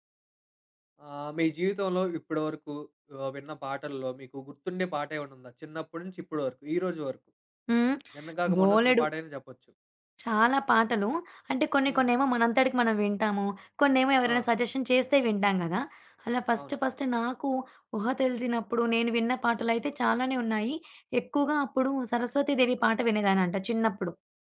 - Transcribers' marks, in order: in English: "సజెషన్"; in English: "ఫస్ట్ ఫస్ట్"
- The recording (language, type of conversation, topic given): Telugu, podcast, మీ జీవితానికి నేపథ్య సంగీతంలా మీకు మొదటగా గుర్తుండిపోయిన పాట ఏది?